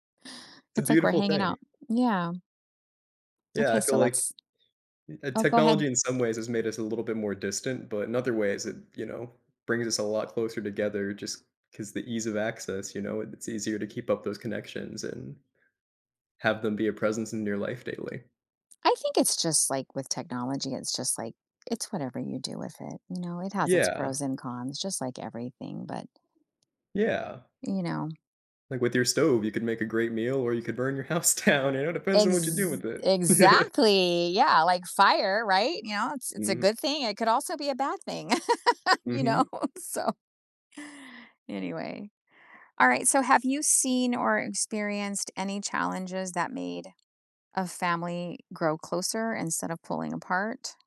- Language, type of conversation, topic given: English, unstructured, What helps families build strong and lasting bonds?
- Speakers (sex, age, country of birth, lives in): female, 55-59, United States, United States; male, 30-34, United States, United States
- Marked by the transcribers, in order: other background noise; laughing while speaking: "house down"; laughing while speaking: "Yeah"; laugh; laughing while speaking: "you know, so"